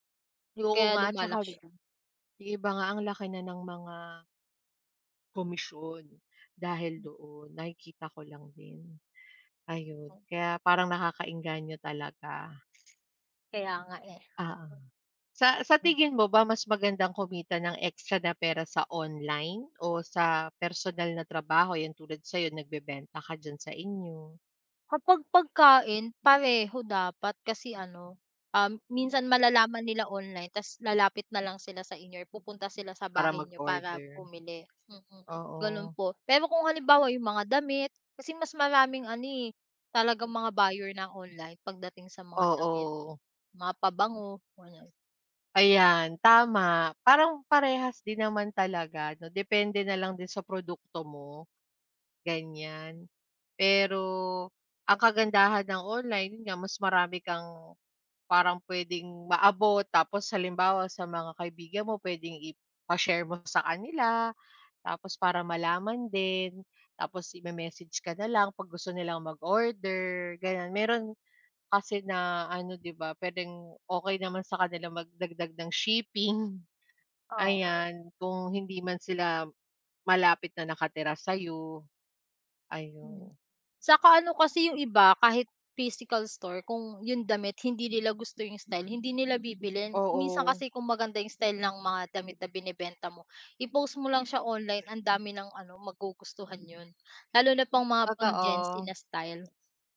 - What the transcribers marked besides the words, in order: other background noise; unintelligible speech; tapping
- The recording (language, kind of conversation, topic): Filipino, unstructured, Ano ang mga paborito mong paraan para kumita ng dagdag na pera?